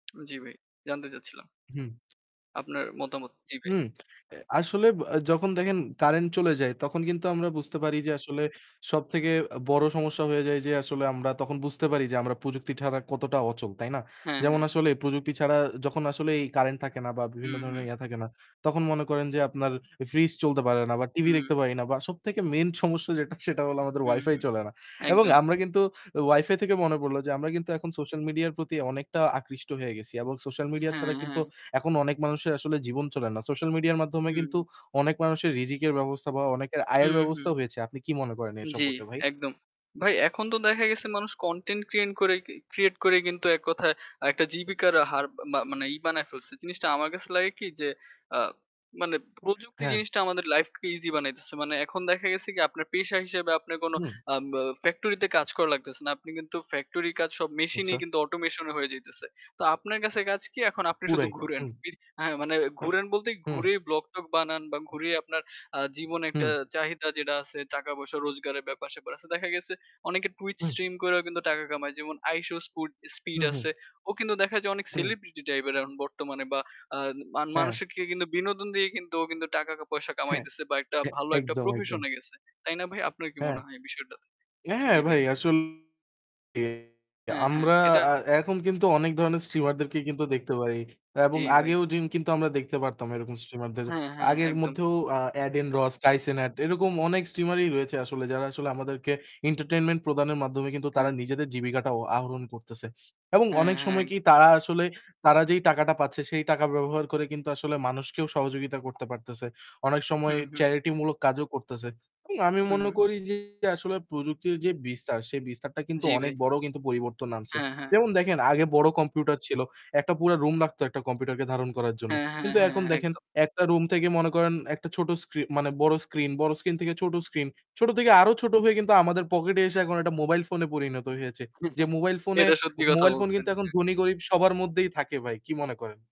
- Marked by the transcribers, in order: tsk; tapping; bird; lip smack; other background noise; laughing while speaking: "যেটা সেটা হলো আমাদের Wi-Fi চলে না"; static; horn; in English: "automation"; in English: "Twitch stream"; in English: "celebrity type"; "মানুষকে" said as "মানুষেরকে"; in English: "profession"; distorted speech; in English: "streamer"; in English: "streamer"; in English: "streamer"; in English: "entertainment"; in English: "charity"; chuckle
- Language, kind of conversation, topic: Bengali, unstructured, কোন প্রযুক্তি আপনাকে সবচেয়ে বেশি অবাক করেছে?